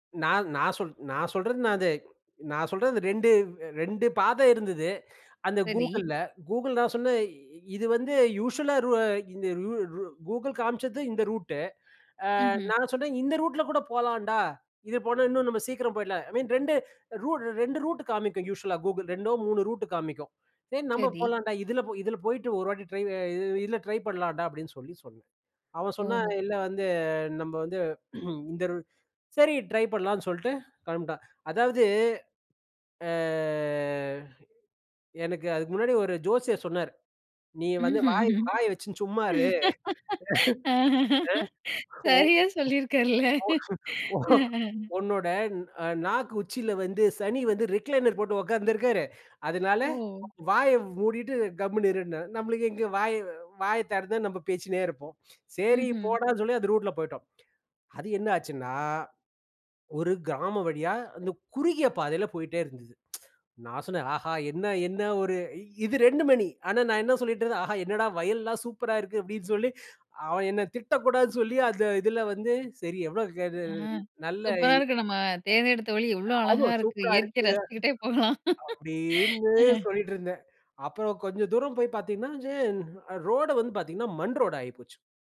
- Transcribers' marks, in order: other noise; in English: "யூசுவல்லா"; in English: "ஐ மீன்"; in English: "யூசுவல்லா"; in English: "ட்ரை"; in English: "ட்ரை"; throat clearing; in English: "ட்ரை"; drawn out: "ஆ"; laughing while speaking: "ம்ஹ்ம், சரியா, சொல்லி இருக்கார்ல. அ, அ"; laugh; tapping; laughing while speaking: "ஓ ஓ ஓன்னோட நாக்கு உச்சியில வந்து சனி வந்து ரிக்லைனர் போட்டு உட்கார்ந்திருக்காரு"; in English: "ரிக்லைனர்"; tsk; unintelligible speech; drawn out: "அப்டின்னு"; laughing while speaking: "இயற்கையை ரசிச்சுக்கிட்டே போலாம்"
- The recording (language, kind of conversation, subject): Tamil, podcast, நீங்கள் வழியைத் தவறி தொலைந்து போன அனுபவத்தைப் பற்றி சொல்ல முடியுமா?